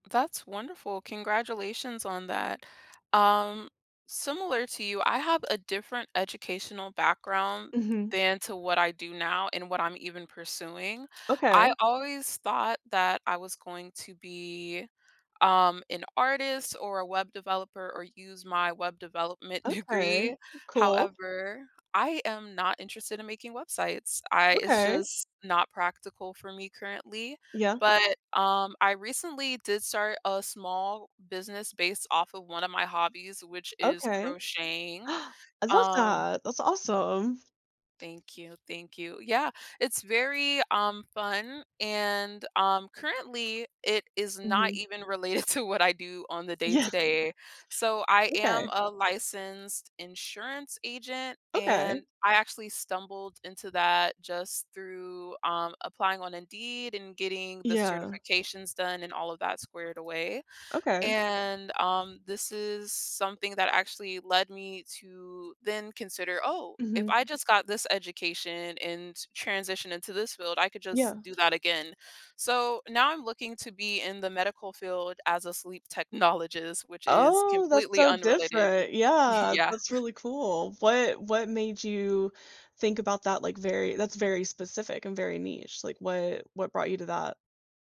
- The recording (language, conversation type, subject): English, unstructured, How did joining different clubs shape our individual passions and hobbies?
- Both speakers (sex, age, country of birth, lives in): female, 25-29, United States, United States; female, 30-34, United States, United States
- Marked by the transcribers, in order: laughing while speaking: "development"; other background noise; tapping; gasp; laughing while speaking: "related"; laughing while speaking: "Yeah"; laughing while speaking: "technologist"; laughing while speaking: "Yeah"; chuckle